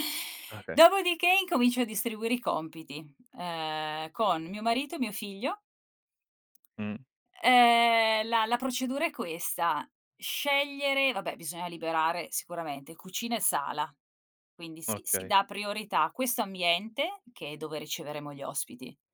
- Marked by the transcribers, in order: none
- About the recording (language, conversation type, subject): Italian, podcast, Qual è la tua routine per riordinare velocemente prima che arrivino degli ospiti?